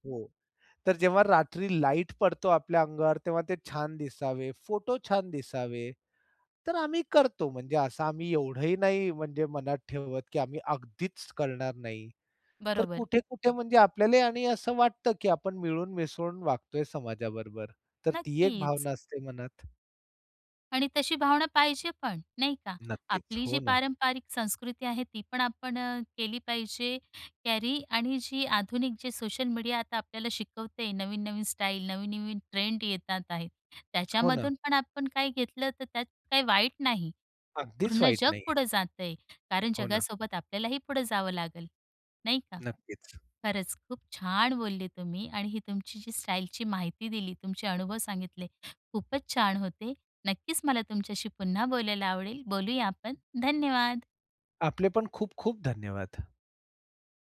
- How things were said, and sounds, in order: tapping; in English: "कॅरी"; other background noise
- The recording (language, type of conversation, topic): Marathi, podcast, तू तुझ्या दैनंदिन शैलीतून स्वतःला कसा व्यक्त करतोस?